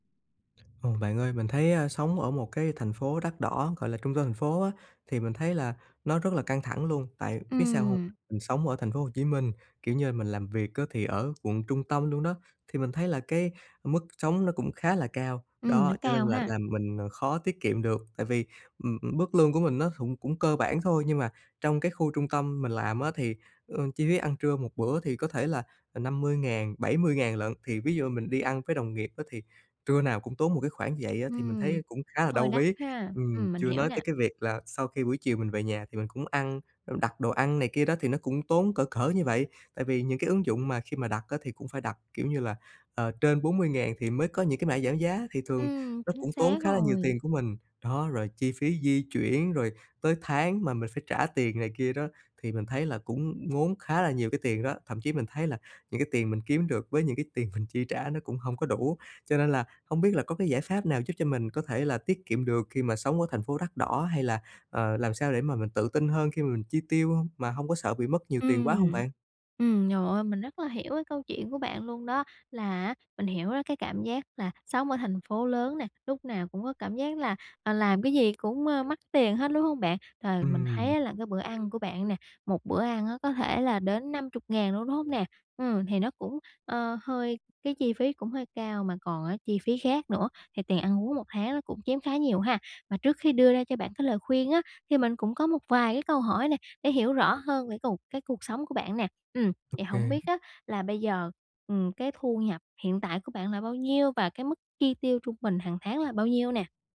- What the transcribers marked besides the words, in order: other background noise; tapping; laughing while speaking: "mình"
- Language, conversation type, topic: Vietnamese, advice, Làm thế nào để tiết kiệm khi sống ở một thành phố có chi phí sinh hoạt đắt đỏ?